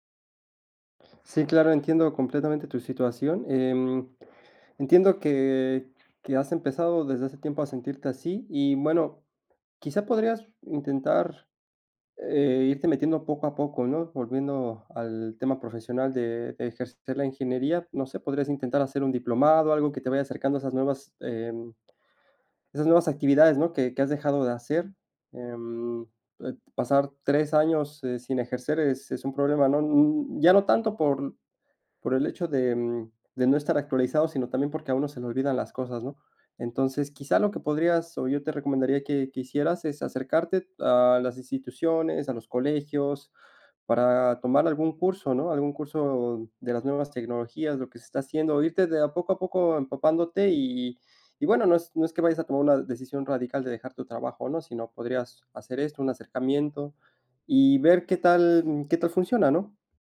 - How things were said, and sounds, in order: none
- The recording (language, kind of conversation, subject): Spanish, advice, ¿Cómo puedo aclarar mis metas profesionales y saber por dónde empezar?